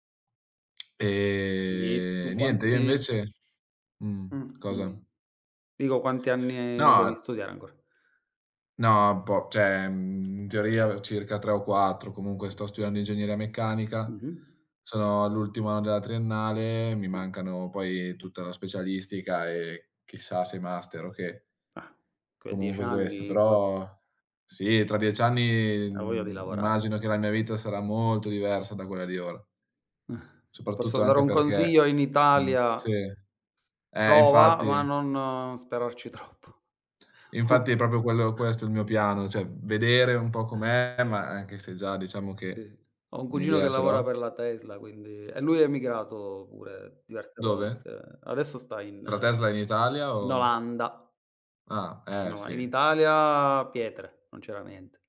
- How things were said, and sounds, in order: tsk; drawn out: "Ehm"; tapping; other background noise; chuckle; laughing while speaking: "troppo"; "proprio" said as "propio"; "cioè" said as "ceh"; chuckle
- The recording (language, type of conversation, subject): Italian, unstructured, Come immagini la tua vita tra dieci anni?
- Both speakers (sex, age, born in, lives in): male, 20-24, Italy, Italy; male, 35-39, Italy, Italy